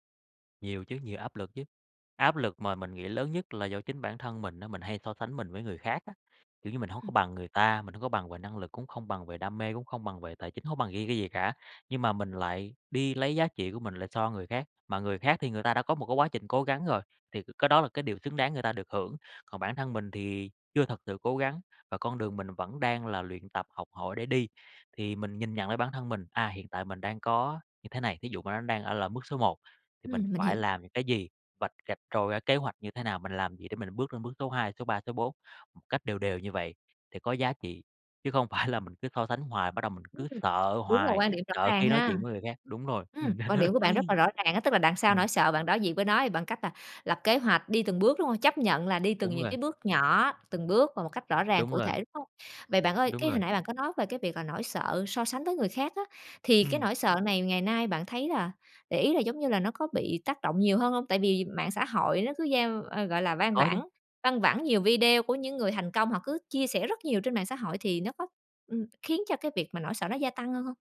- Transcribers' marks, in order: laughing while speaking: "phải"; other background noise; tapping; laugh
- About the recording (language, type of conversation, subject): Vietnamese, podcast, Bạn xử lý nỗi sợ khi phải thay đổi hướng đi ra sao?